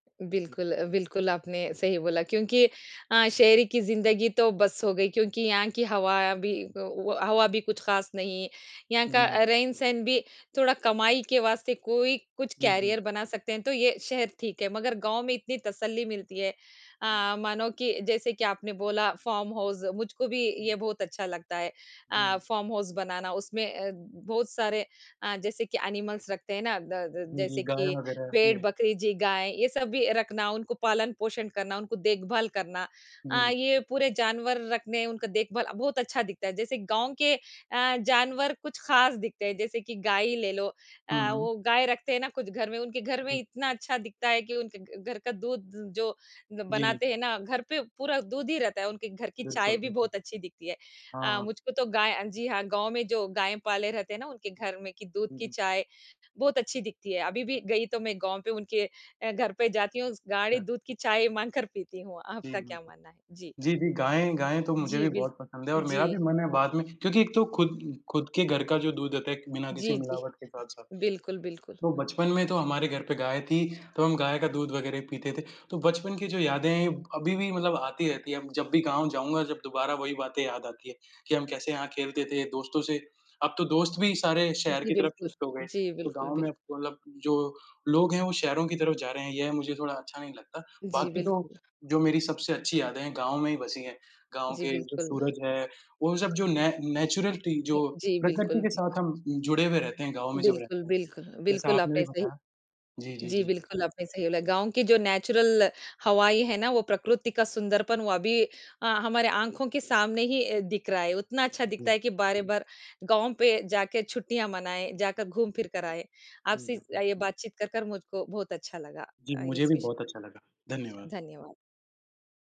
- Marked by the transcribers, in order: in English: "करियर"; in English: "फ़ार्म हाउस"; in English: "फ़ार्म हाउस"; in English: "एनिमल्स"; tapping; unintelligible speech; laughing while speaking: "माँग कर"; laughing while speaking: "आपका"; in English: "शिफ्ट"; other background noise; in English: "ने नेचुरलटी"; in English: "नेचुरल"
- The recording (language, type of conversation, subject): Hindi, unstructured, आपकी सबसे प्यारी बचपन की याद कौन-सी है?